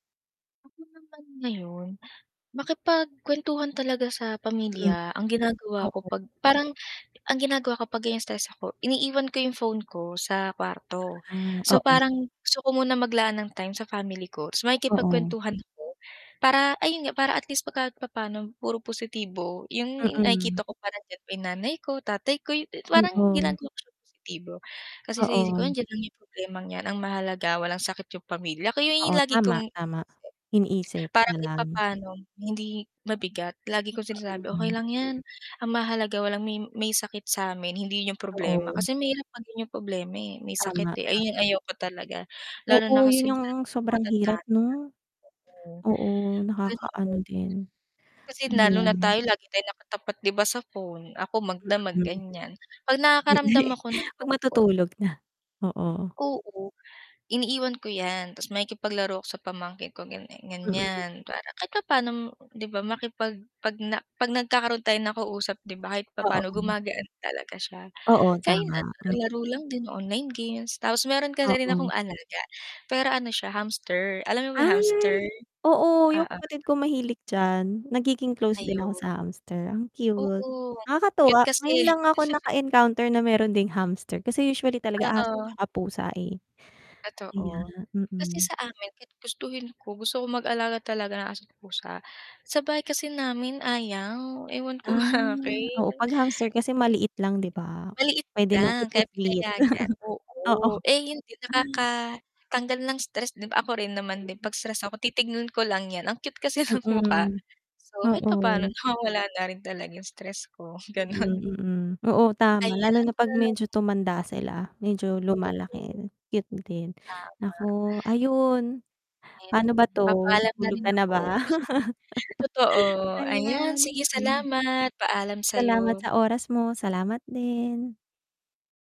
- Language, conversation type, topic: Filipino, unstructured, Paano mo nilalabanan ang stress at lungkot sa araw-araw at paano mo pinananatili ang positibong pananaw sa buhay?
- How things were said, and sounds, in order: distorted speech; mechanical hum; static; laughing while speaking: "Hindi"; unintelligible speech; chuckle; laughing while speaking: "bakit"; chuckle; unintelligible speech; tapping; laughing while speaking: "kasi"; laughing while speaking: "ganun"; chuckle; laugh